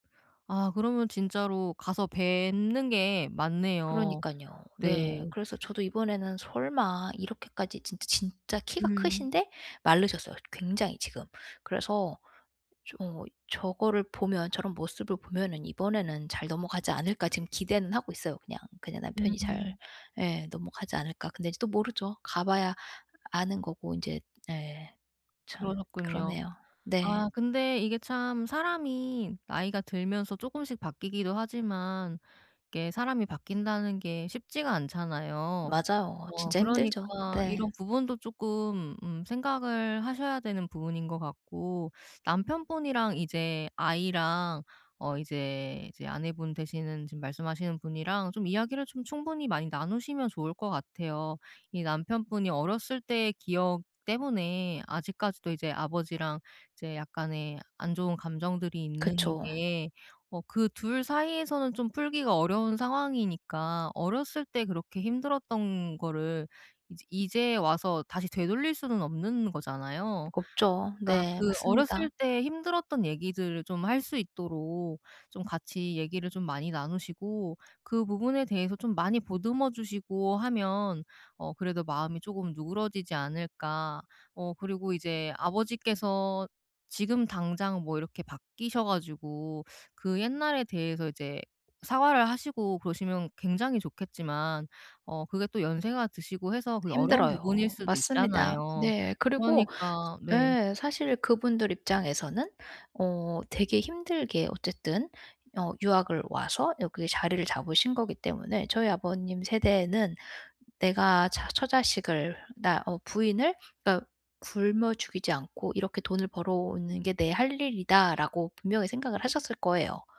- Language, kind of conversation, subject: Korean, advice, 가족 모임에서 감정이 격해질 때 어떻게 평정을 유지할 수 있을까요?
- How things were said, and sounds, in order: other background noise